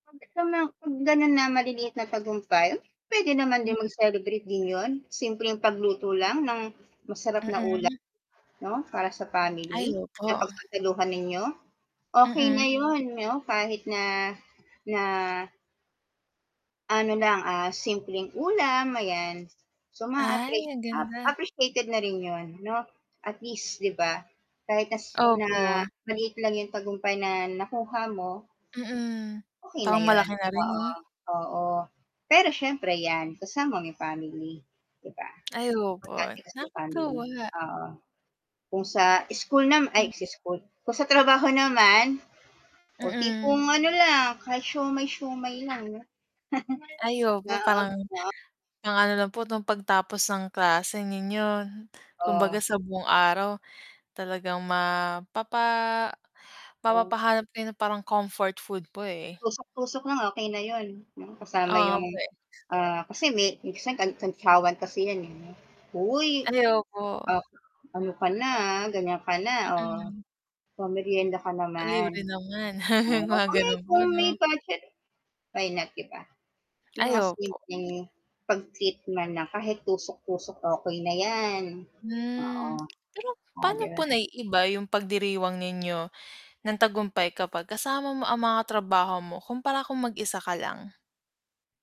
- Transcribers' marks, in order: static; distorted speech; tapping; mechanical hum; other background noise; background speech; chuckle; other street noise; chuckle; lip smack
- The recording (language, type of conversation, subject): Filipino, unstructured, Paano mo ipinagdiriwang ang tagumpay sa trabaho?
- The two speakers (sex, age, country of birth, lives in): female, 25-29, Philippines, Philippines; female, 40-44, Philippines, Philippines